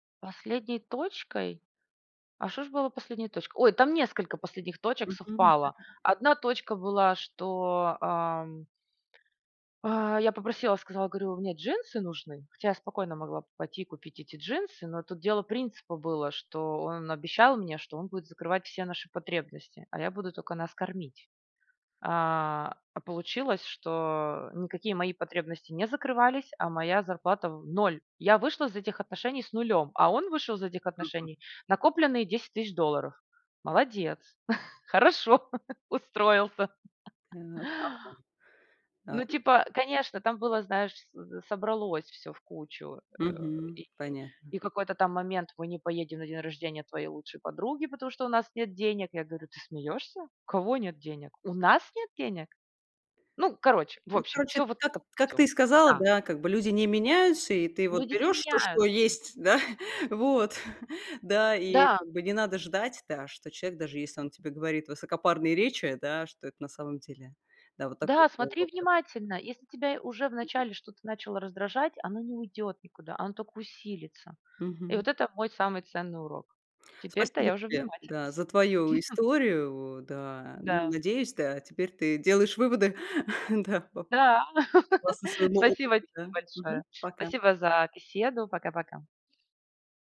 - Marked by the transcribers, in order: unintelligible speech; laughing while speaking: "Хорошо, устроился"; stressed: "нас"; laughing while speaking: "да, вот"; tapping; chuckle; chuckle; laugh
- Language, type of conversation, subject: Russian, podcast, Какая ошибка дала тебе самый ценный урок?